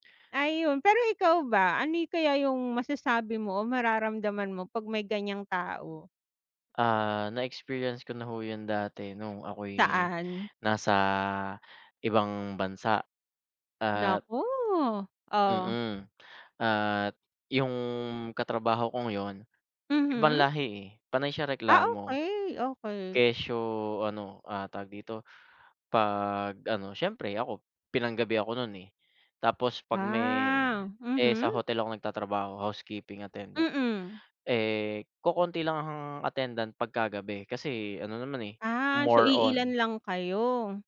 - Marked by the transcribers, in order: tapping; other background noise
- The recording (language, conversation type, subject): Filipino, unstructured, Ano ang masasabi mo tungkol sa mga taong laging nagrereklamo pero walang ginagawa?